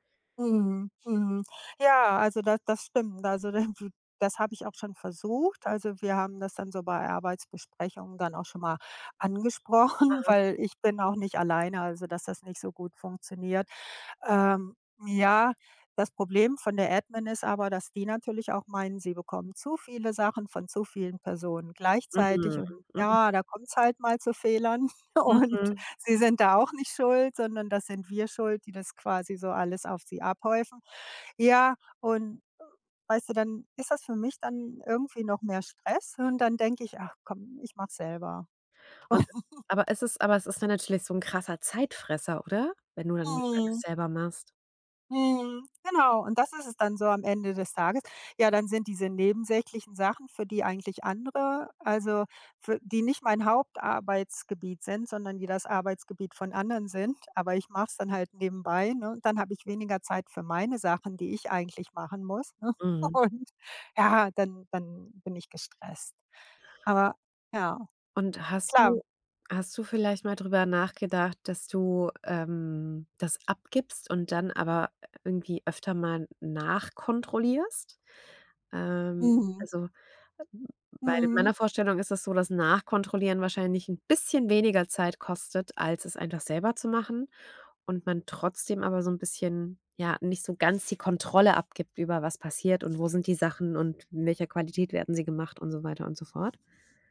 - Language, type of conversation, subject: German, advice, Warum fällt es mir schwer, Aufgaben zu delegieren, und warum will ich alles selbst kontrollieren?
- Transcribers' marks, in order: unintelligible speech; laughing while speaking: "angesprochen"; other background noise; chuckle; unintelligible speech; laughing while speaking: "Und"; stressed: "bisschen"